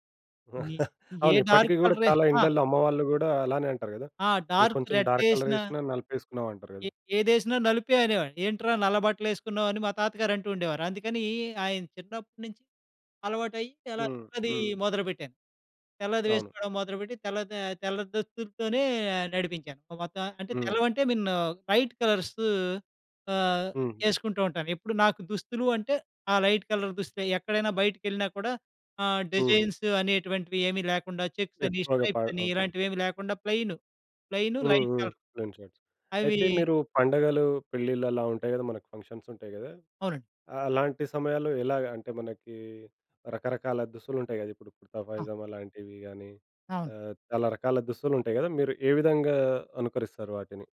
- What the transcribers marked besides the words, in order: chuckle; in English: "డార్క్ కలర్"; other background noise; in English: "డార్క్"; in English: "డార్క్"; in English: "లైట్ కలర్స్"; in English: "లైట్ కలర్"; in English: "డిజైన్స్"; in English: "ప్లేన్‌షర్ట్స్"; in English: "లైట్ కలర్"
- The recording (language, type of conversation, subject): Telugu, podcast, మీ దుస్తుల ఎంపికల ద్వారా మీరు మీ వ్యక్తిత్వాన్ని ఎలా వ్యక్తం చేస్తారు?